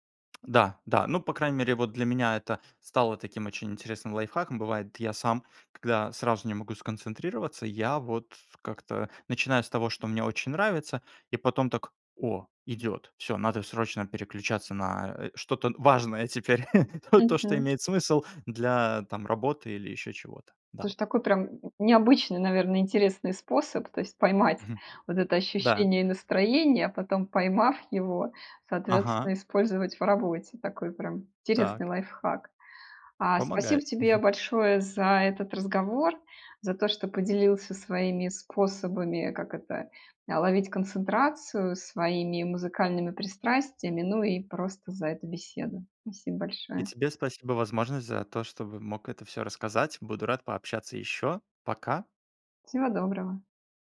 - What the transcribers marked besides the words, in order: tapping; laugh; other background noise; chuckle
- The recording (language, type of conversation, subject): Russian, podcast, Предпочитаешь тишину или музыку, чтобы лучше сосредоточиться?